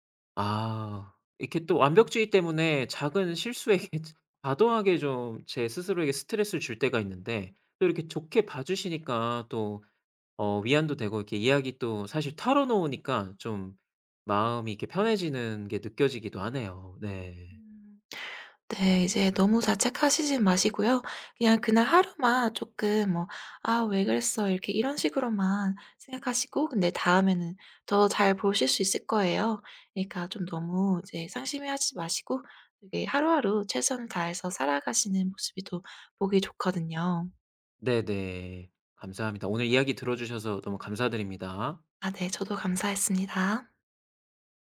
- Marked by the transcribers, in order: laughing while speaking: "실수에"; unintelligible speech; tapping
- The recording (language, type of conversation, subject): Korean, advice, 완벽주의 때문에 작은 실수에도 과도하게 자책할 때 어떻게 하면 좋을까요?